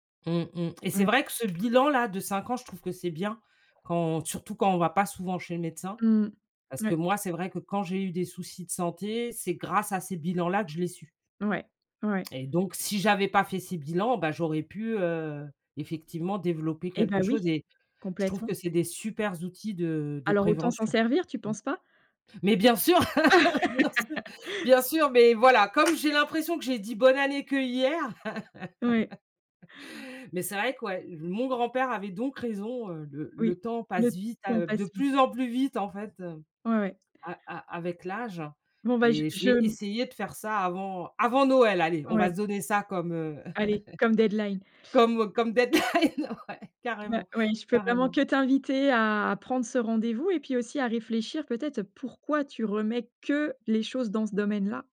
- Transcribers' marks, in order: unintelligible speech; other background noise; stressed: "grâce"; stressed: "si"; laugh; tapping; laugh; stressed: "avant Noël"; laugh; laughing while speaking: "deadline, ouais"; stressed: "que"
- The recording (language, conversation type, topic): French, advice, Pourquoi remets-tu toujours les tâches importantes au lendemain ?